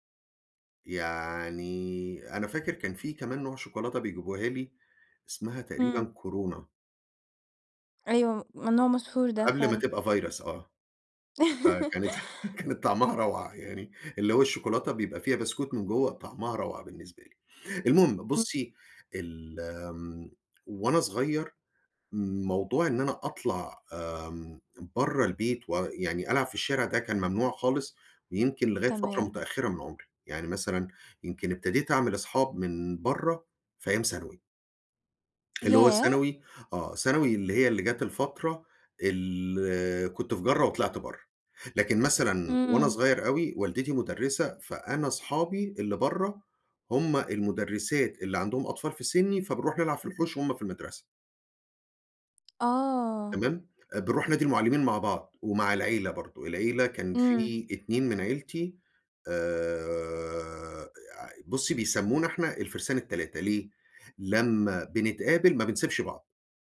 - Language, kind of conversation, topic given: Arabic, podcast, إيه معنى كلمة جيرة بالنسبة لك؟
- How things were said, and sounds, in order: tapping; chuckle; laugh; unintelligible speech